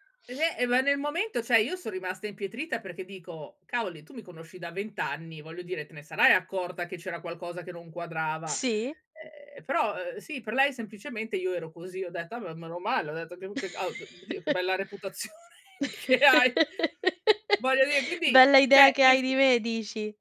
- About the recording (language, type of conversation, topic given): Italian, podcast, Quando hai imparato a dire no senza sensi di colpa?
- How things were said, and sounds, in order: laugh; unintelligible speech; laugh; laughing while speaking: "reputazione che hai!"; tapping